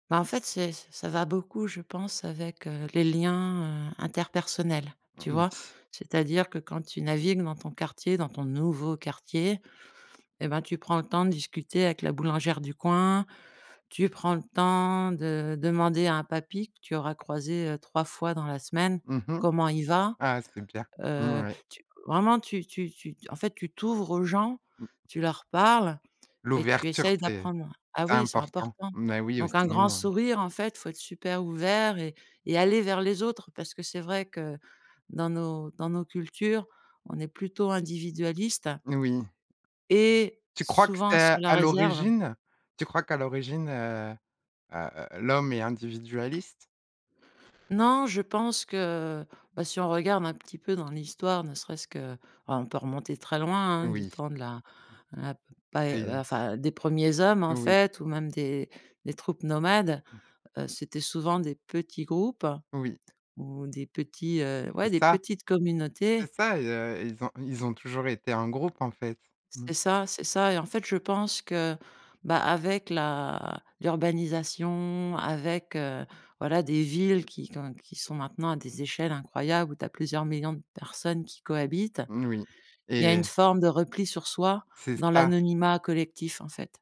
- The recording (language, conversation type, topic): French, podcast, Qu’est-ce qui, selon toi, crée un véritable sentiment d’appartenance ?
- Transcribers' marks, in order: stressed: "nouveau"; stressed: "et"; other background noise; unintelligible speech; tapping